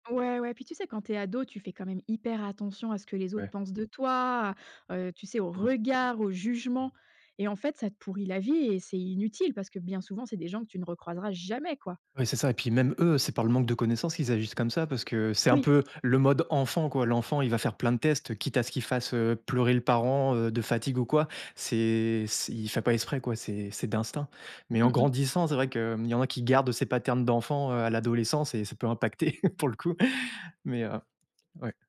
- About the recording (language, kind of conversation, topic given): French, podcast, Quel conseil donnerais-tu à ton toi de quinze ans ?
- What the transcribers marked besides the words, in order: stressed: "hyper"; stressed: "regard"; stressed: "enfant"; chuckle; tapping